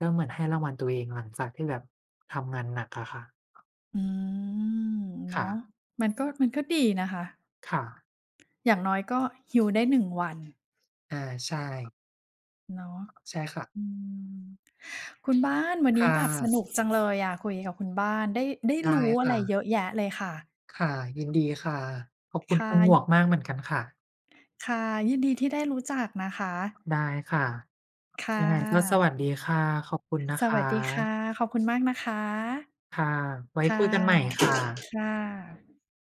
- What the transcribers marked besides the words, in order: tapping; drawn out: "อืม"; other background noise; in English: "heal"; door
- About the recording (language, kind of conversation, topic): Thai, unstructured, อะไรคือแรงจูงใจที่ทำให้คุณอยากทำงานต่อไป?